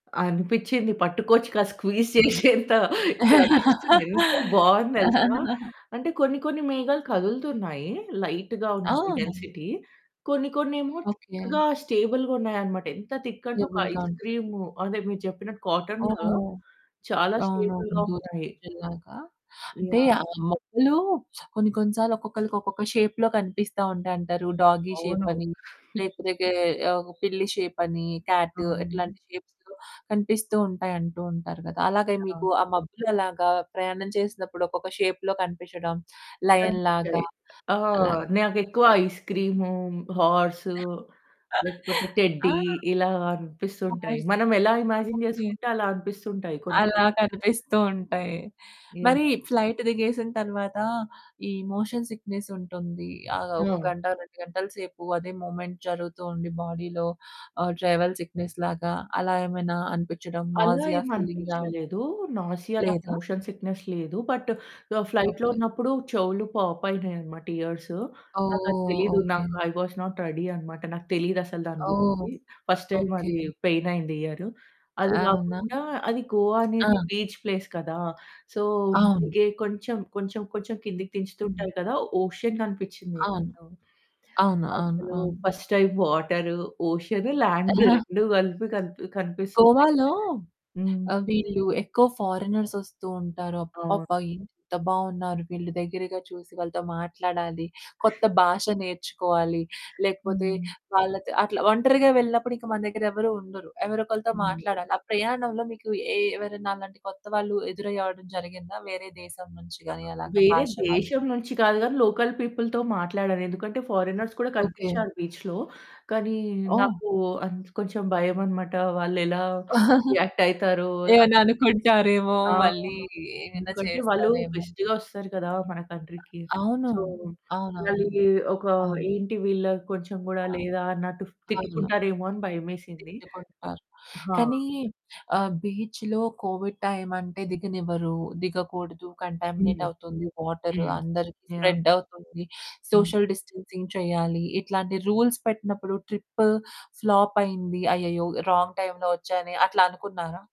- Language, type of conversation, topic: Telugu, podcast, నీ తొలి ఒంటరి ప్రయాణం గురించి చెప్పగలవా?
- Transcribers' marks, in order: laughing while speaking: "స్క్వీజ్ చేసేంత"; in English: "స్క్వీజ్"; laugh; in English: "లైట్‌గా"; in English: "డెన్సిటీ"; in English: "థిక్‌గా స్టేబుల్‌గా"; in English: "థిక్"; in English: "స్టేబుల్‌గా"; in English: "ఐస్ క్రీమ్"; in English: "స్టేబుల్‌గా"; other background noise; in English: "షేప్‌లో"; in English: "డాగీ షేప్"; chuckle; in English: "క్యాట్"; in English: "షేప్స్‌లొ"; in English: "షేప్‌లో"; in English: "లయన్"; distorted speech; in English: "హార్స్"; giggle; in English: "టెడ్డీ"; in English: "వాయిస్"; in English: "ఇమాజిన్"; in English: "ఫ్లైట్"; in English: "మోషన్ సిక్‌నెస్"; in English: "మూమెంట్"; in English: "బాడీలో"; in English: "ట్రావెల్ సిక్‌నెస్"; in English: "నాసియా ఫీలింగ్"; in English: "నాసియా"; in English: "మోషన్ సిక్‌నెస్"; in English: "బట్ ఫ్లైట్ లో"; in English: "పాప్"; in English: "ఐ వస్ నాట్ రెడీ"; in English: "ఫస్ట్ టైమ్"; in English: "పెయిన్"; in English: "బీచ్ ప్లేస్"; in English: "సో"; in English: "ఓషన్"; in English: "ఫస్ట్ టైమ్"; in English: "ఓషియన్ ల్యాండ్"; chuckle; in English: "ఫారెనర్స్"; in English: "లోకల్ పీపుల్‌తో"; in English: "ఫారియినర్స్"; in English: "బీచ్‌లో"; giggle; in English: "గెస్ట్‌గా"; in English: "కంట్రీకి సో"; in English: "బీచ్‌లో"; in English: "కంటామినేట్"; in English: "స్ప్రెడ్"; in English: "సోషల్ డిస్టెన్సింగ్"; in English: "రూల్స్"; in English: "ట్రిప్ ఫ్లాప్"; in English: "రాంగ్"